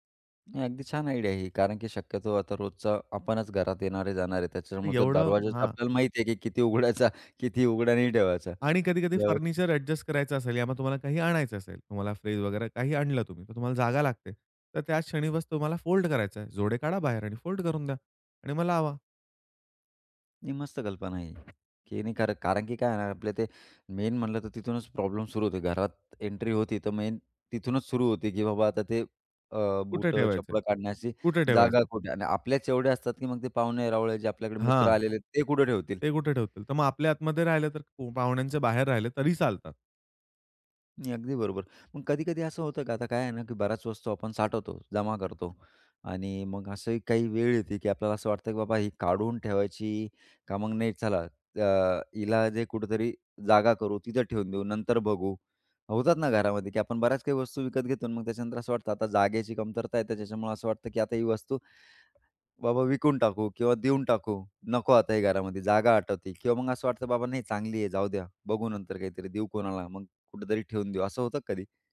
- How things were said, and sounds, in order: in English: "आयडिया"; laughing while speaking: "किती उघडायचा, किती उघड नाही ठेवायचा"; in English: "फोल्ड"; in English: "फोल्ड"; other background noise; in English: "मेन"; in English: "मेन"; tapping
- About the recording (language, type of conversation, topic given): Marathi, podcast, घरात जागा कमी असताना घराची मांडणी आणि व्यवस्थापन तुम्ही कसे करता?